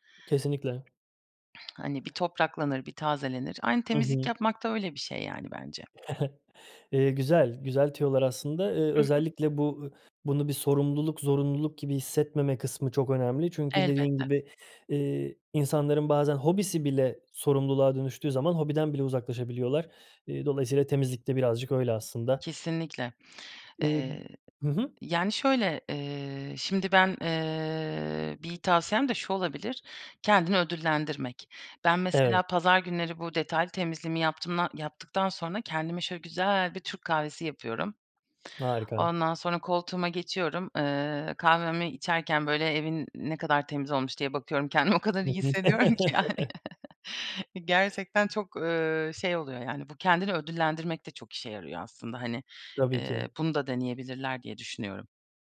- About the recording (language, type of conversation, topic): Turkish, podcast, Haftalık temizlik planını nasıl oluşturuyorsun?
- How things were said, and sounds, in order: chuckle; drawn out: "güzel"; laughing while speaking: "kendimi o kadar iyi hissediyorum ki, yani"; chuckle